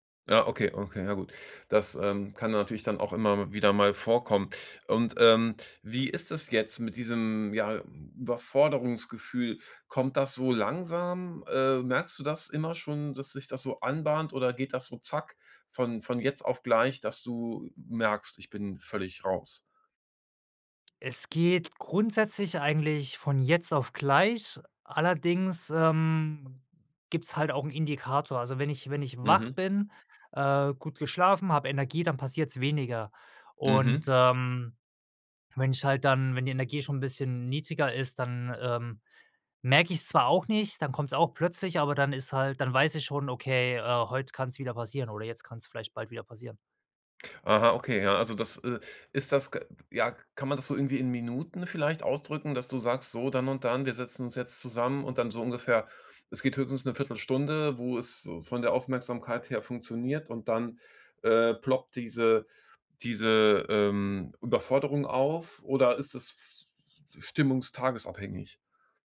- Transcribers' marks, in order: none
- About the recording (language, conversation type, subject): German, podcast, Woran merkst du, dass dich zu viele Informationen überfordern?